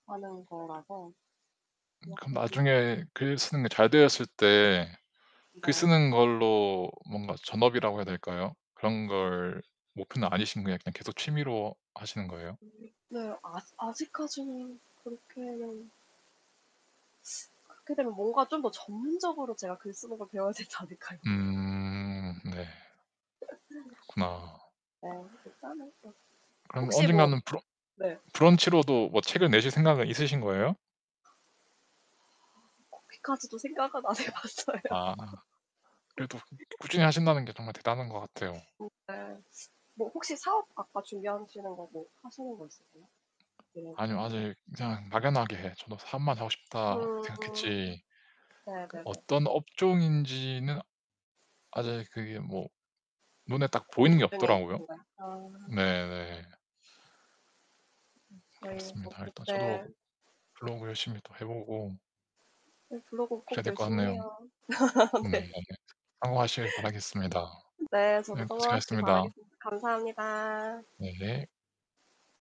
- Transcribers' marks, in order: static; other background noise; tapping; distorted speech; teeth sucking; laughing while speaking: "않을까요?"; drawn out: "음"; laughing while speaking: "생각은 안 해 봤어요"; laugh
- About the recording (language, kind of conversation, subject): Korean, unstructured, 꿈꾸는 미래의 하루는 어떤 모습인가요?